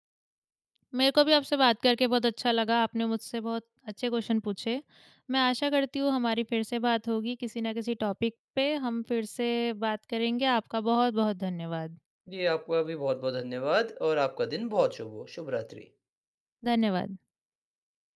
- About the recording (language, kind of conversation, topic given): Hindi, podcast, क्या आप चलन के पीछे चलते हैं या अपनी राह चुनते हैं?
- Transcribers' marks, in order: in English: "क्वेश्चन"; in English: "टॉपिक"